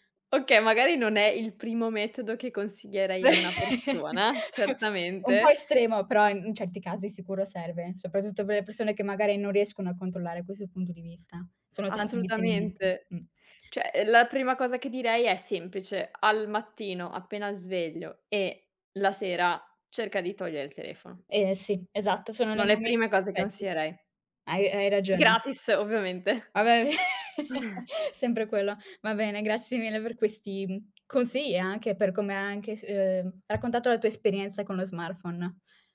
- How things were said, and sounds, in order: laughing while speaking: "Beh"; chuckle; "Sono" said as "ono"; "consiglierei" said as "consierei"; laughing while speaking: "bene"; laugh; other background noise
- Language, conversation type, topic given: Italian, podcast, In che modo lo smartphone ha cambiato la tua routine quotidiana?